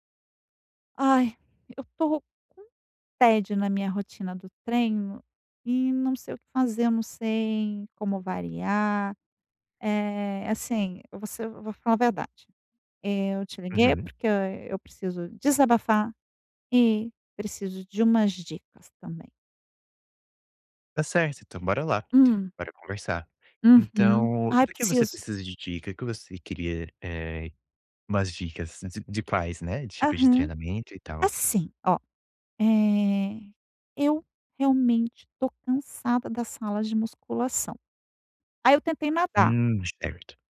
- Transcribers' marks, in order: none
- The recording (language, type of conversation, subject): Portuguese, advice, Como posso variar minha rotina de treino quando estou entediado(a) com ela?